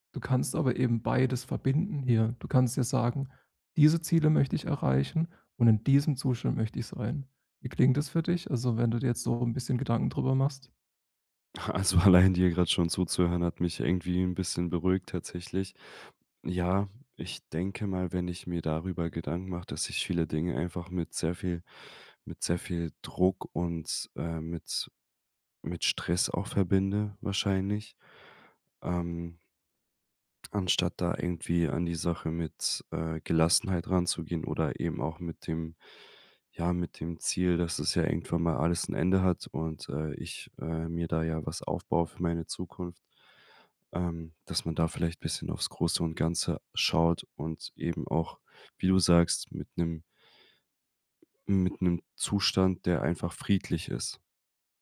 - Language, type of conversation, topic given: German, advice, Wie finde ich heraus, welche Werte mir wirklich wichtig sind?
- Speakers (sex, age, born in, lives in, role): male, 25-29, Germany, Germany, user; male, 30-34, Germany, Germany, advisor
- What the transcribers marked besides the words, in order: stressed: "diesem"; laughing while speaking: "Also"